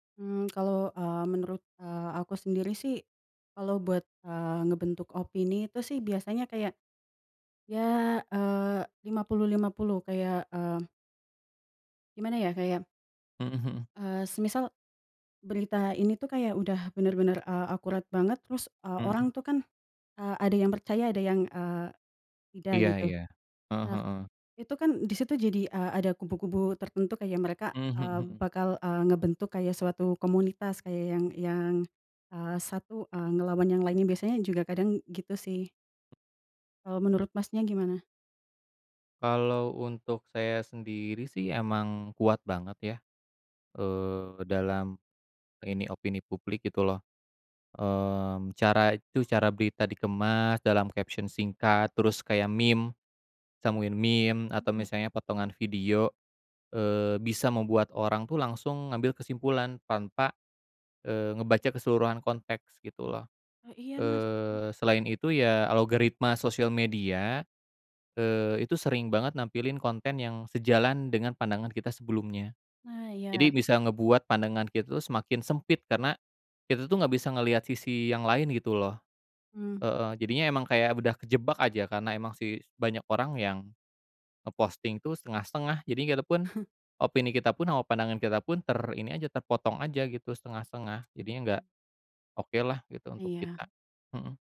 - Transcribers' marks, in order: tapping; in English: "caption"; "kita" said as "gada"; chuckle; other background noise
- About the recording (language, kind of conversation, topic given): Indonesian, unstructured, Bagaimana menurutmu media sosial memengaruhi berita saat ini?